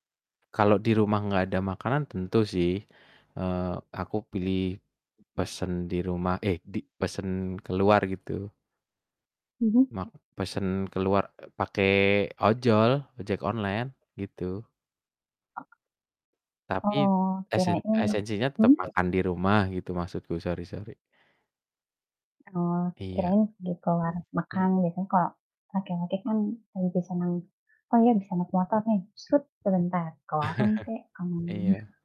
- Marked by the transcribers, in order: other background noise; distorted speech; chuckle; unintelligible speech
- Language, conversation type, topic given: Indonesian, unstructured, Bagaimana Anda memutuskan apakah akan makan di rumah atau makan di luar?